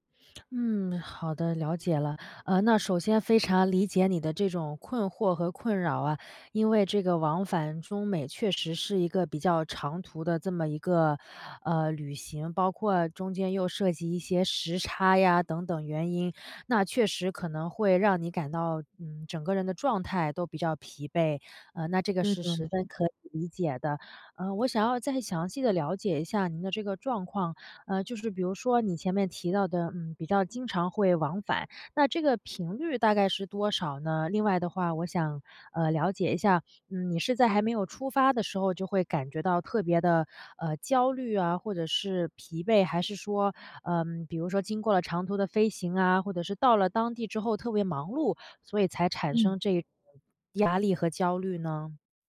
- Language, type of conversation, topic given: Chinese, advice, 旅行时我常感到压力和焦虑，怎么放松？
- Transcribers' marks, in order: none